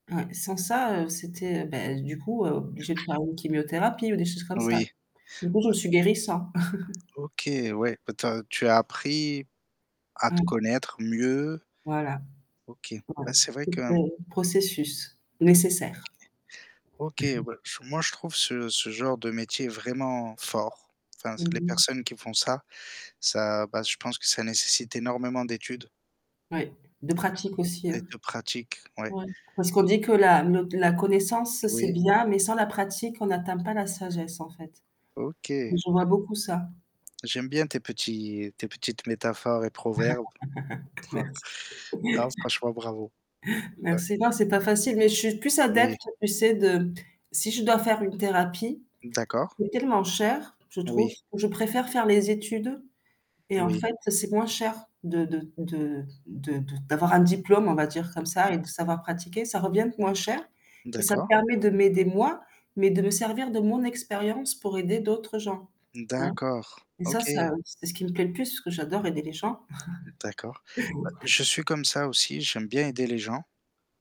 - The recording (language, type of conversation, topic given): French, unstructured, Quelles sont les valeurs fondamentales qui guident vos choix de vie ?
- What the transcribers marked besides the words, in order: static; sneeze; chuckle; distorted speech; other background noise; chuckle; stressed: "fort"; laugh; laughing while speaking: "Merci"; laugh; tapping; laugh